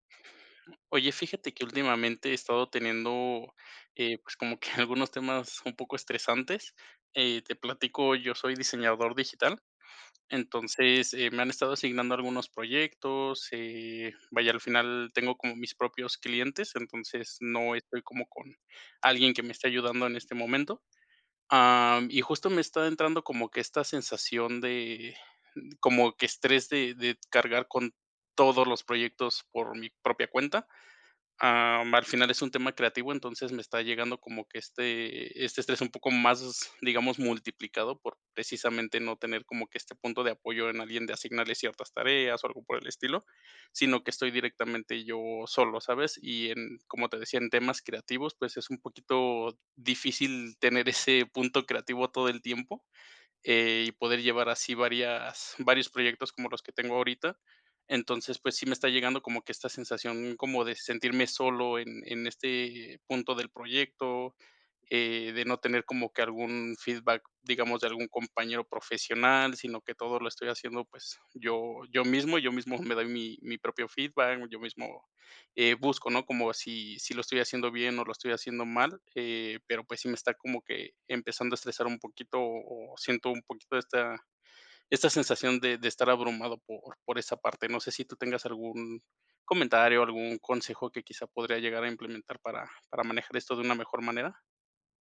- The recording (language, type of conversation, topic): Spanish, advice, ¿Cómo puedo manejar la soledad, el estrés y el riesgo de agotamiento como fundador?
- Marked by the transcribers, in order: laughing while speaking: "algunos"; laughing while speaking: "ese"; laughing while speaking: "me doy"